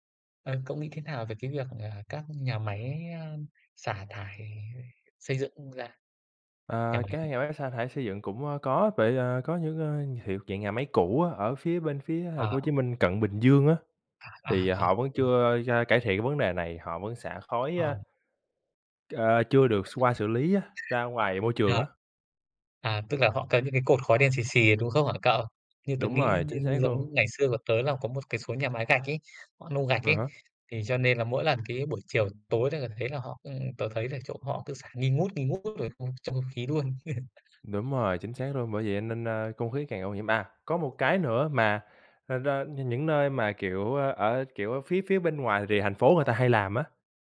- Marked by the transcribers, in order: tapping; other background noise; chuckle
- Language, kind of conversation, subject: Vietnamese, unstructured, Bạn nghĩ gì về tình trạng ô nhiễm không khí hiện nay?